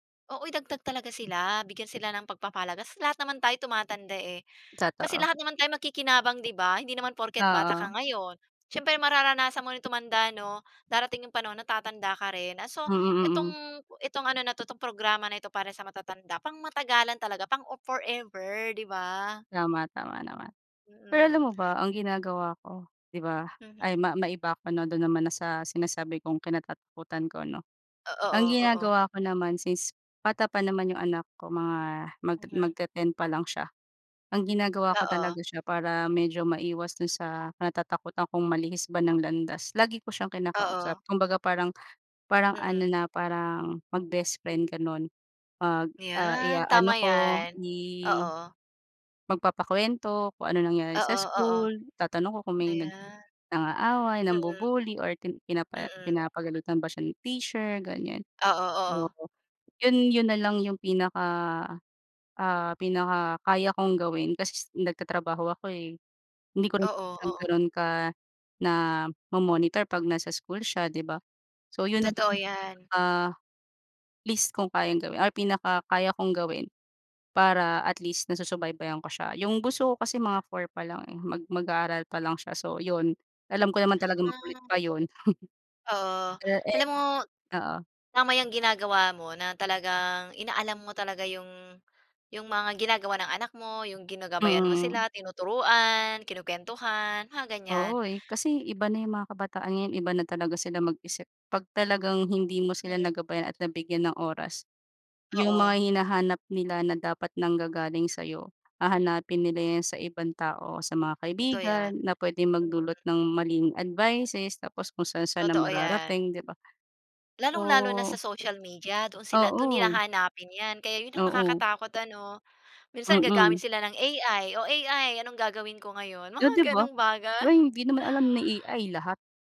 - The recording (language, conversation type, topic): Filipino, unstructured, Ano ang pinakakinatatakutan mong mangyari sa kinabukasan mo?
- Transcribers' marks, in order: other background noise; dog barking; wind; chuckle; tapping; laughing while speaking: "ganung bagay"